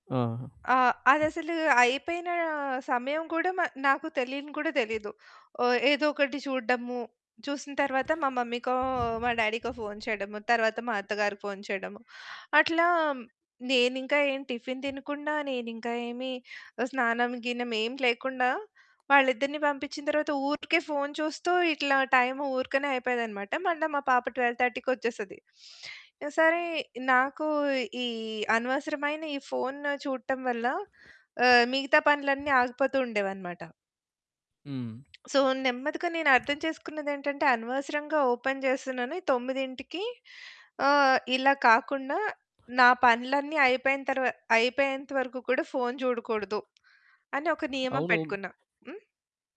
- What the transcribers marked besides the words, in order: in English: "మమ్మీకో"; wind; in English: "డాడీకో"; in English: "ట్వెల్వ్ థర్టీకి"; other background noise; in English: "సో"; in English: "ఓపెన్"
- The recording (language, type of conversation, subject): Telugu, podcast, డిజిటల్ పరికరాల నుంచి ఆరోగ్యకరమైన విరామాన్ని మీరు ఎలా తీసుకుంటారు?